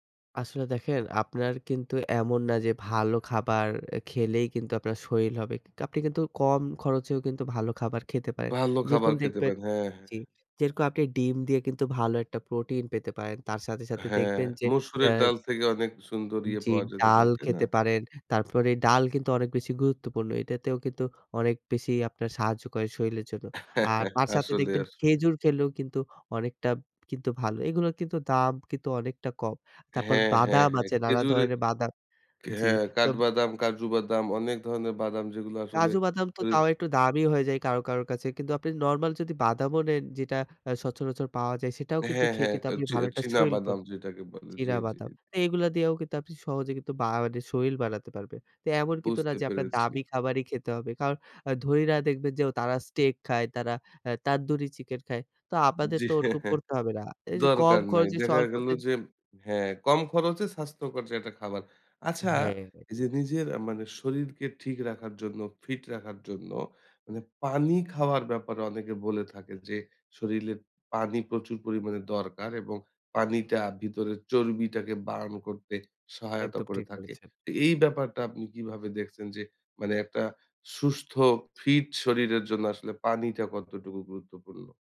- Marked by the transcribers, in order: other background noise; chuckle; other noise; laughing while speaking: "জ্বি"; chuckle; tapping
- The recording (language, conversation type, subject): Bengali, podcast, জিমে না গিয়ে কীভাবে ফিট থাকা যায়?
- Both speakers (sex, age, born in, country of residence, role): male, 25-29, Bangladesh, Bangladesh, guest; male, 30-34, Bangladesh, Bangladesh, host